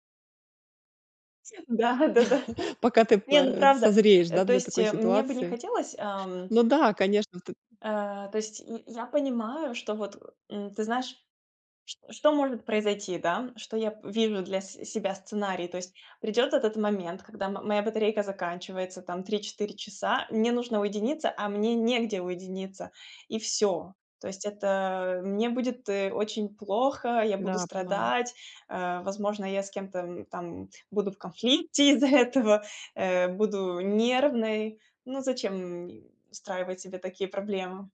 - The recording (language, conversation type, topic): Russian, advice, Как справиться с неловкостью на вечеринках и в компании?
- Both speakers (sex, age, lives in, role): female, 35-39, France, user; female, 40-44, Italy, advisor
- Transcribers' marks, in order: laughing while speaking: "Да, да, да"; chuckle; chuckle; laughing while speaking: "из-за этого"